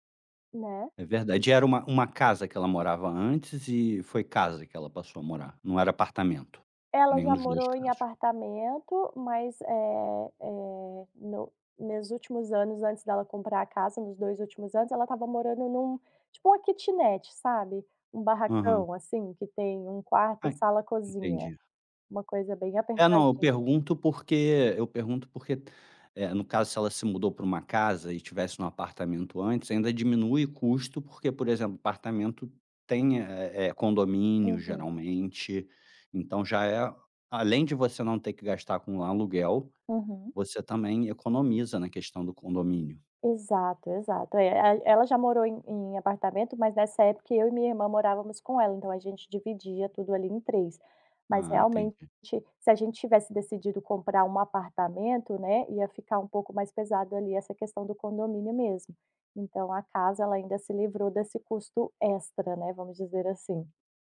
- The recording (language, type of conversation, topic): Portuguese, podcast, Como decidir entre comprar uma casa ou continuar alugando?
- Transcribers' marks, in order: tapping